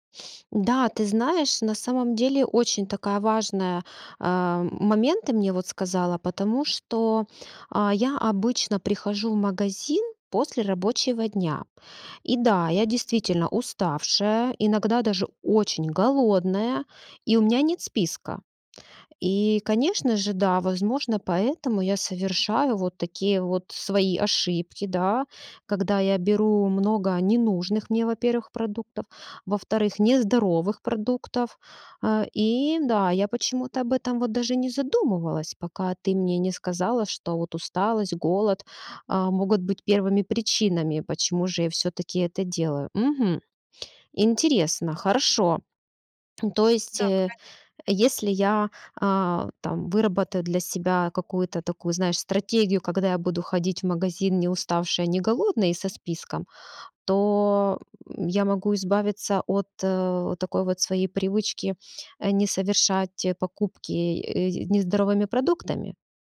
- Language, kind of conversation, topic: Russian, advice, Почему я не могу устоять перед вредной едой в магазине?
- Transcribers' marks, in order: sniff; swallow